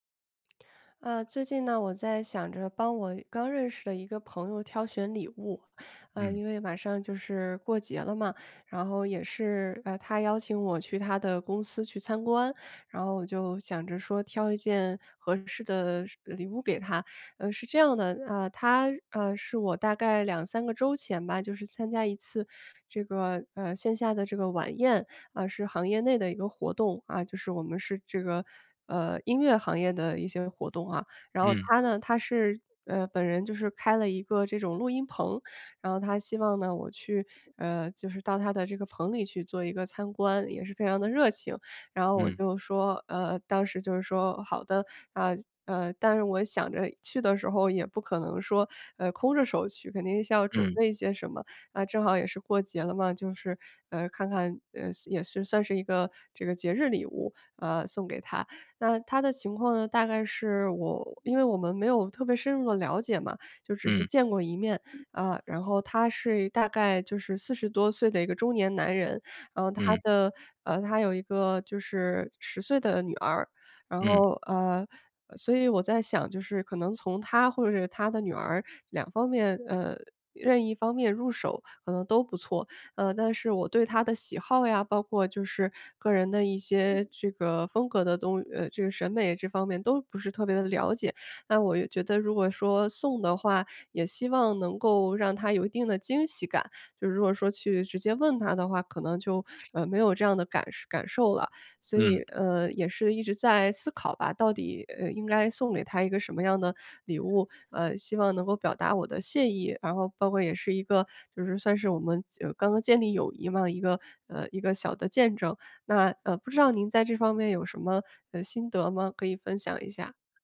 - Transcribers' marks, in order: other background noise
- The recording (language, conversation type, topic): Chinese, advice, 我该如何为别人挑选合适的礼物？